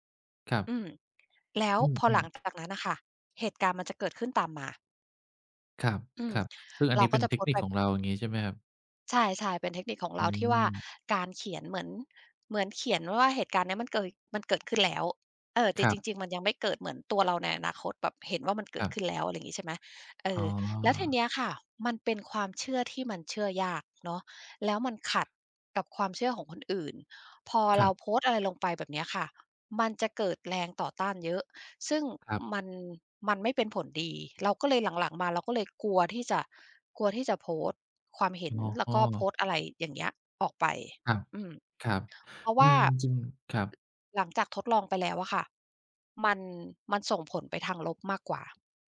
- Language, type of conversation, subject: Thai, advice, ทำไมคุณถึงกลัวการแสดงความคิดเห็นบนโซเชียลมีเดียที่อาจขัดแย้งกับคนรอบข้าง?
- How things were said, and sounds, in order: tapping; other background noise